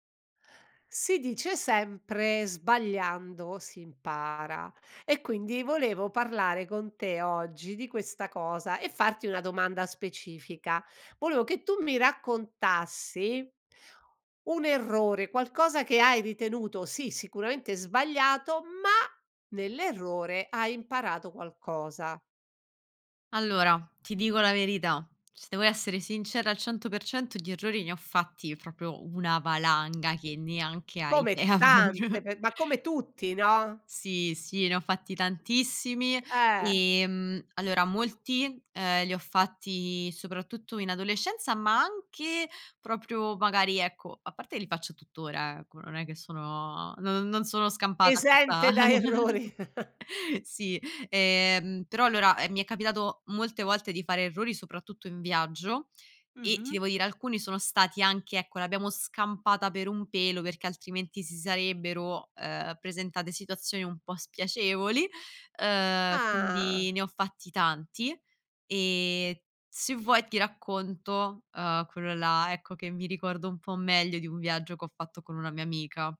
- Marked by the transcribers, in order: stressed: "ma"; "proprio" said as "propio"; laughing while speaking: "idea"; unintelligible speech; tapping; chuckle; laughing while speaking: "errori"; chuckle; drawn out: "Ah"
- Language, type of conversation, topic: Italian, podcast, Raccontami di un errore che ti ha insegnato tanto?